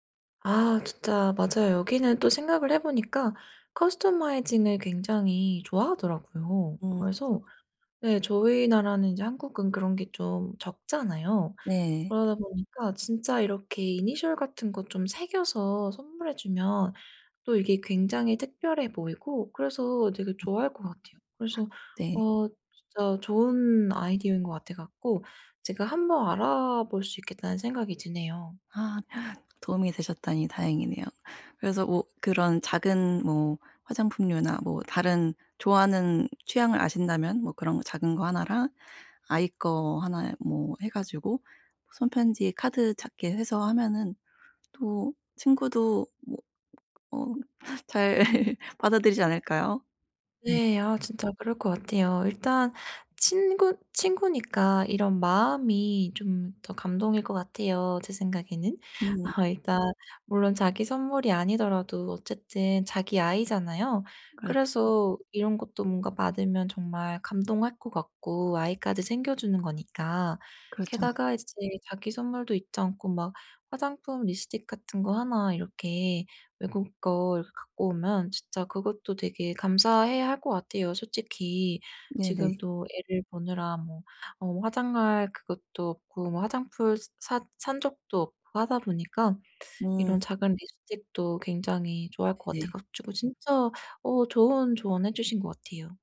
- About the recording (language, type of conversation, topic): Korean, advice, 친구 생일 선물을 예산과 취향에 맞춰 어떻게 고르면 좋을까요?
- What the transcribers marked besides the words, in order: in English: "커스터마이징을"; other background noise; gasp; laugh; laughing while speaking: "아"; "화장품" said as "화장풀"